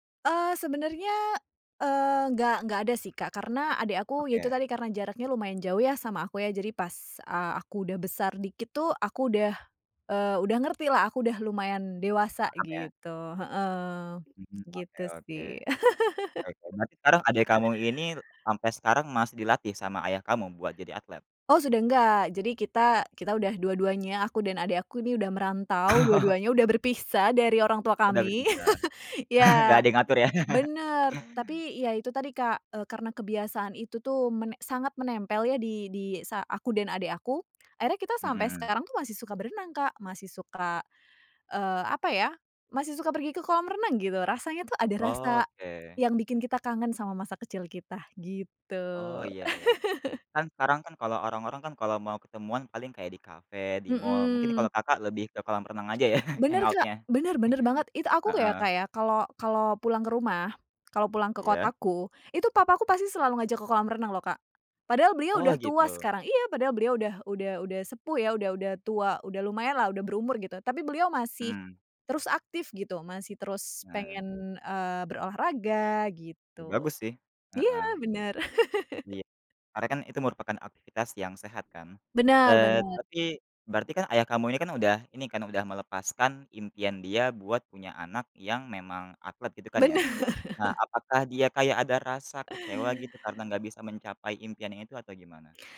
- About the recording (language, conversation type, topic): Indonesian, podcast, Bisakah kamu menceritakan salah satu pengalaman masa kecil yang tidak pernah kamu lupakan?
- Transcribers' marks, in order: laugh; other background noise; laughing while speaking: "Oh"; chuckle; tapping; chuckle; chuckle; in English: "hangout-nya"; laughing while speaking: "Bener"